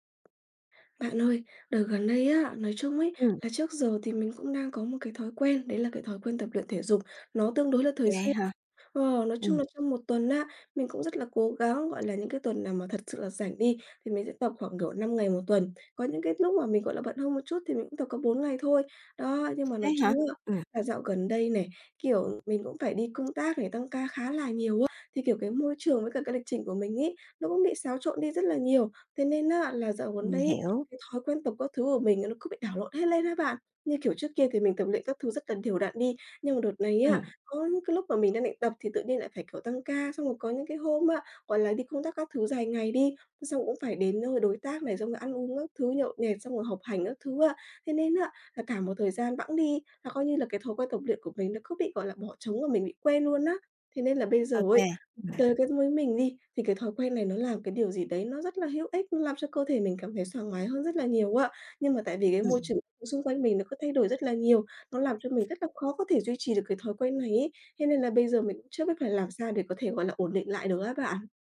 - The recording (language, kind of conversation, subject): Vietnamese, advice, Làm sao để không quên thói quen khi thay đổi môi trường hoặc lịch trình?
- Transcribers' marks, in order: tapping; other background noise; other noise